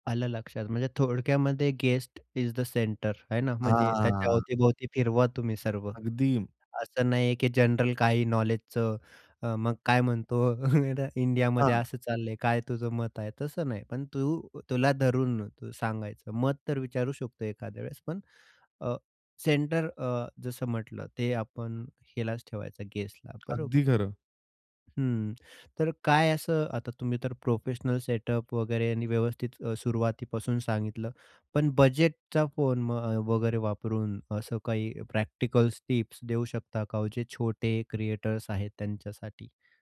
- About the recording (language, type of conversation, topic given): Marathi, podcast, पॉडकास्ट किंवा व्हिडिओ बनवायला तुम्ही कशी सुरुवात कराल?
- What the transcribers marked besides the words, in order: in English: "गेस्ट इज द सेंटर"; tapping; chuckle; other noise